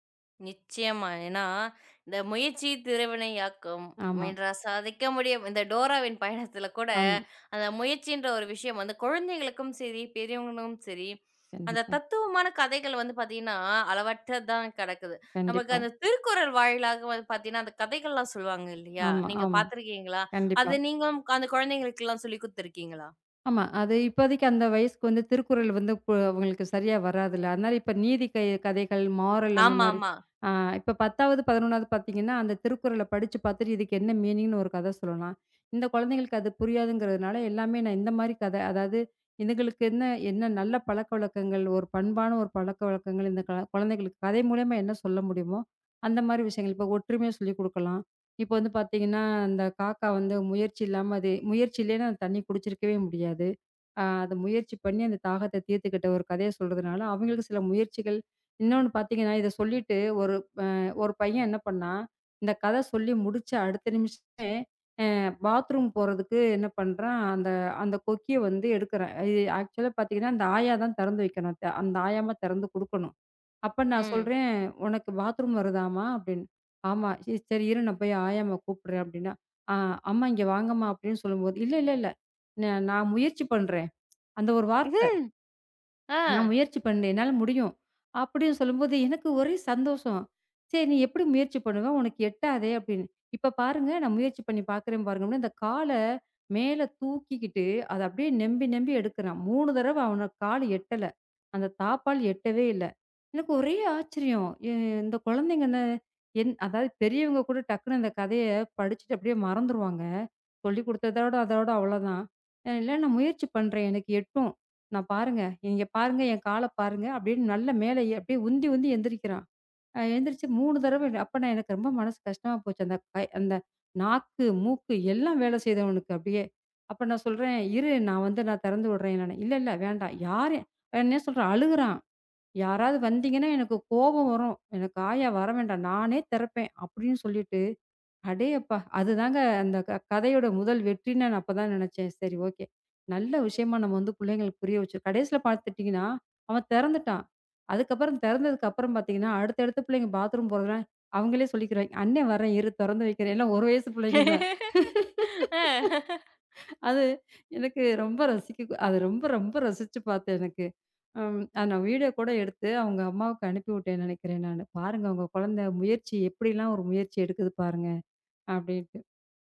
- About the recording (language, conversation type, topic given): Tamil, podcast, கதையை நீங்கள் எப்படி தொடங்குவீர்கள்?
- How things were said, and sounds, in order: singing: "இந்த முயற்சி திருவினை ஆக்கும், முயன்றால் சாதிக்க முடியும்"; chuckle; in English: "மாரல்"; in English: "மீனிங்"; in English: "ஆக்சுவல"; chuckle; laugh; laughing while speaking: "அது எனக்கு ரொம்ப ரசிக்க அத ரொம்ப ரொம்ப ரசிச்சு பார்த்தேன் எனக்கு"